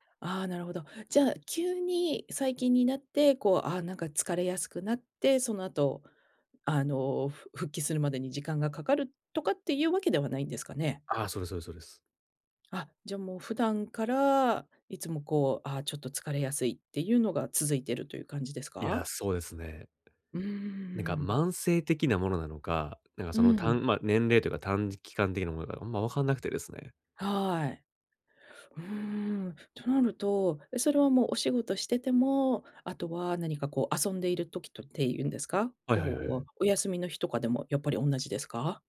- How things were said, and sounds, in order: other noise
- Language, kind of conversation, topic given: Japanese, advice, 短時間で元気を取り戻すにはどうすればいいですか？